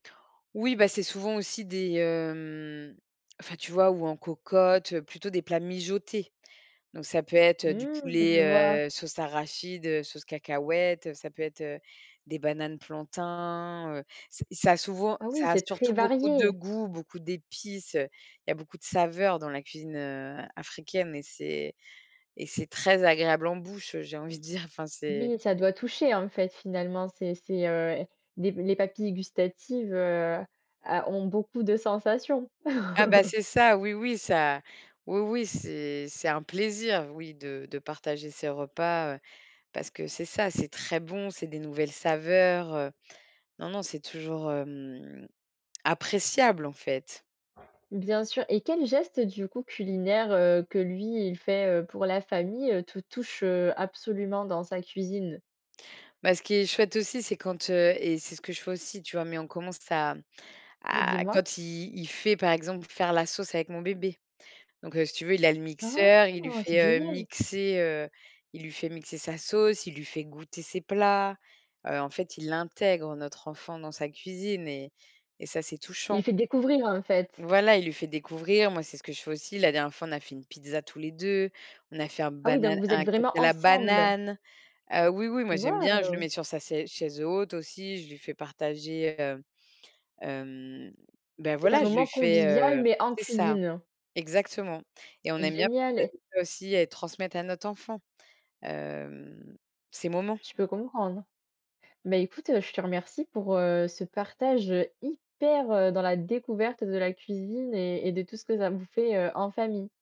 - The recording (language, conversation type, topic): French, podcast, Comment la cuisine peut-elle montrer que l’on prend soin de quelqu’un ?
- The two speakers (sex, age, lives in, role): female, 20-24, France, host; female, 40-44, France, guest
- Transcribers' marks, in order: tapping; laugh; other background noise; unintelligible speech